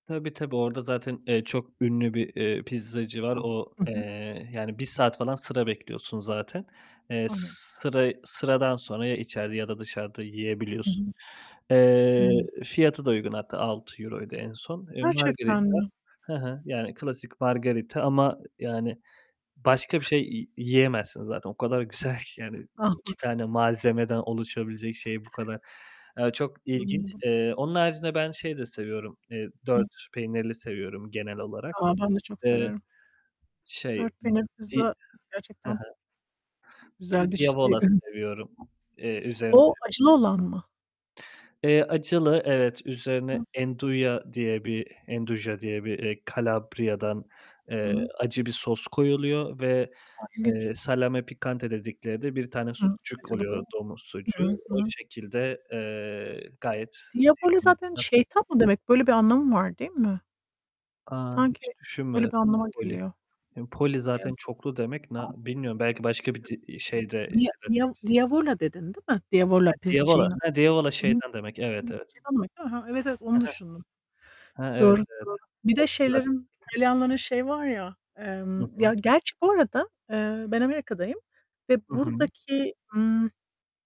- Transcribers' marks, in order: static; tapping; other background noise; in Italian: "margherita"; in Italian: "margherita"; chuckle; laughing while speaking: "Anladım!"; laughing while speaking: "güzel"; in Italian: "diavola"; distorted speech; unintelligible speech; in Italian: "'nduja"; in Italian: "'nduja"; in Italian: "salame piccante"; in Italian: "Diavoli"; unintelligible speech; in Greek: "poli"; unintelligible speech; unintelligible speech; in Italian: "Dia Dia Diavola"; in Italian: "Diavola"; in Italian: "diavola!"; in Italian: "diavola"; unintelligible speech
- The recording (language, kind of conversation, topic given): Turkish, unstructured, En unutulmaz yemek deneyimin neydi?
- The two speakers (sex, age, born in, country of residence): female, 40-44, Turkey, United States; male, 30-34, Turkey, Italy